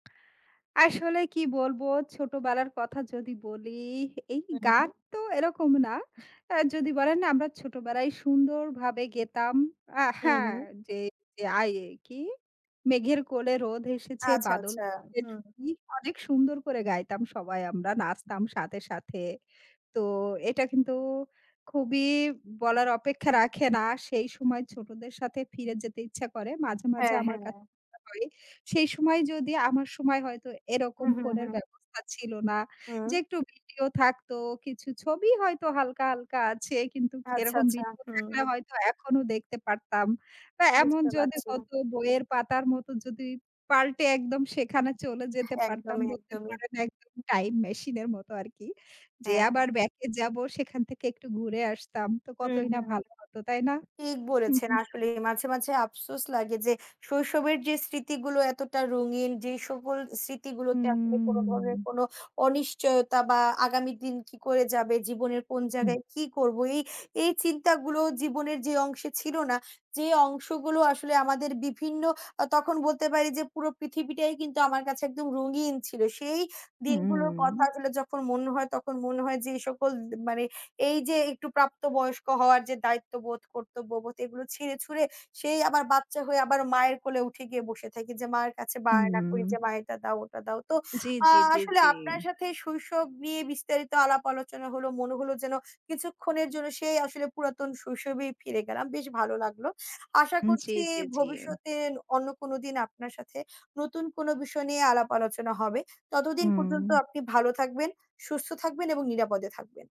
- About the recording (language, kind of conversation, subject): Bengali, unstructured, আপনার শৈশবের সবচেয়ে মিষ্টি স্মৃতি কোনটি?
- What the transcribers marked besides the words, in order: other background noise; unintelligible speech; drawn out: "হুম"; drawn out: "হুম"; drawn out: "হুম"